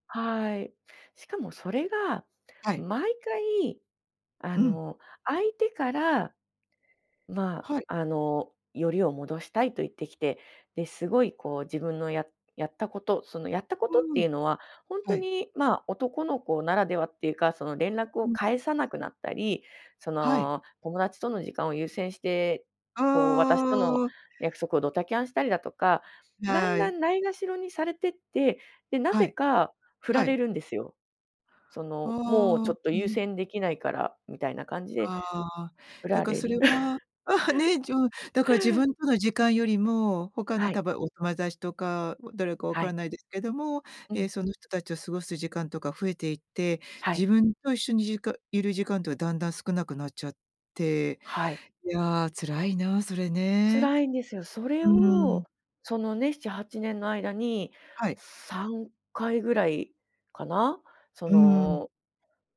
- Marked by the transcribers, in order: laugh
- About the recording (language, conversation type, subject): Japanese, podcast, 後悔を抱えていた若い頃の自分に、今のあなたは何を伝えたいですか？